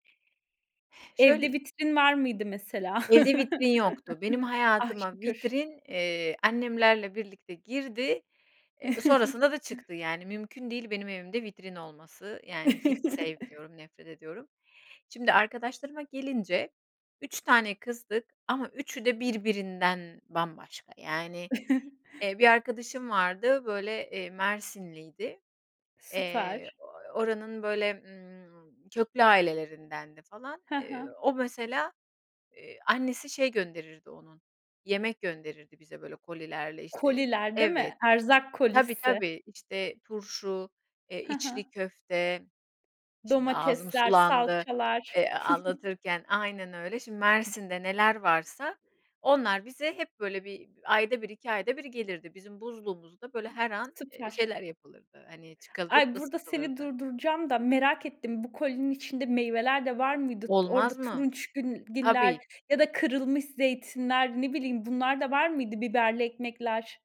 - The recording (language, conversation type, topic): Turkish, podcast, Eşinizle, ailenizle veya ev arkadaşlarınızla ev işlerini nasıl paylaşıyorsunuz?
- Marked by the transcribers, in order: other background noise; tapping; chuckle; chuckle; chuckle; chuckle; chuckle; "çıkarılıp" said as "çıkalırıp"